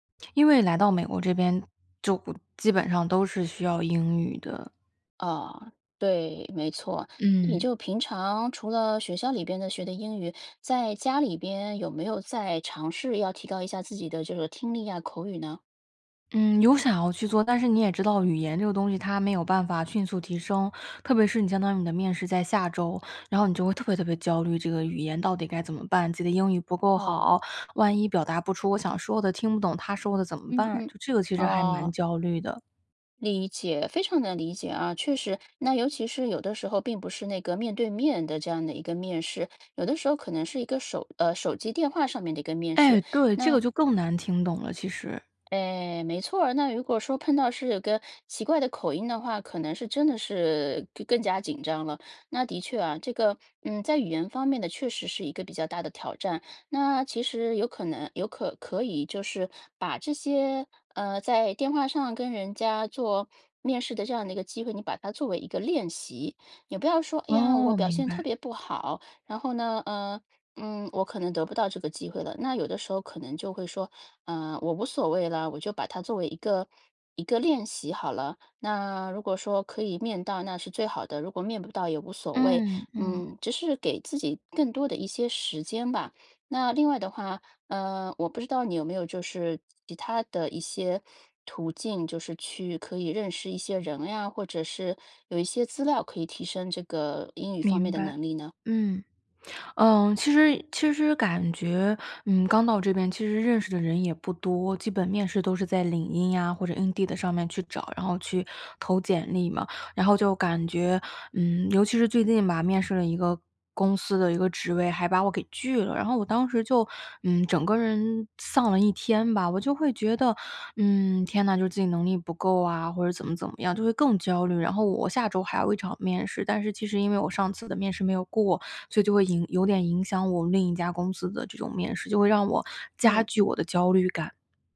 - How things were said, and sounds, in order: none
- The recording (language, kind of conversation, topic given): Chinese, advice, 你在求职面试时通常会在哪个阶段感到焦虑，并会出现哪些具体感受或身体反应？